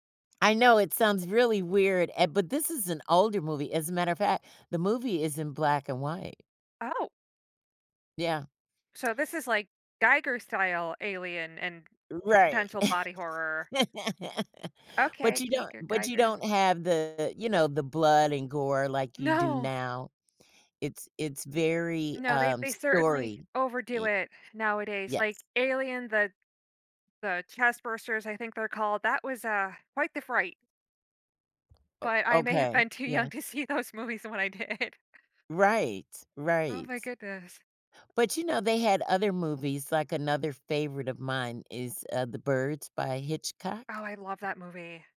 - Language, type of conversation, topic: English, podcast, How can a movie shape your perspective or leave a lasting impact on your life?
- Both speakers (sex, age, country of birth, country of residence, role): female, 35-39, United States, United States, host; female, 60-64, United States, United States, guest
- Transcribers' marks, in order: other background noise; lip smack; inhale; tapping; laugh; laughing while speaking: "No"; laughing while speaking: "have been too young to see those movies when I did"